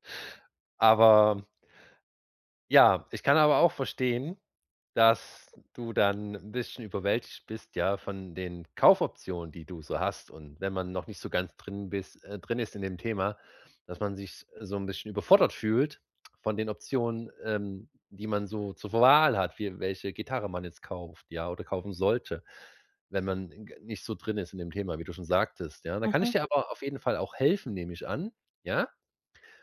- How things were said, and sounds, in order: none
- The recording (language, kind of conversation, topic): German, advice, Wie finde ich bei so vielen Kaufoptionen das richtige Produkt?